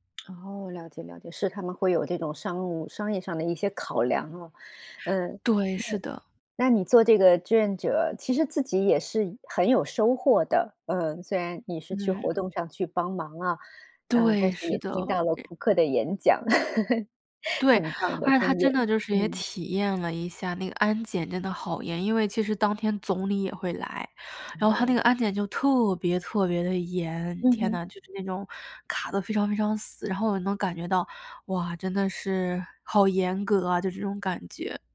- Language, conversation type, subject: Chinese, podcast, 你愿意分享一次你参与志愿活动的经历和感受吗？
- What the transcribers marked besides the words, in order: other background noise; chuckle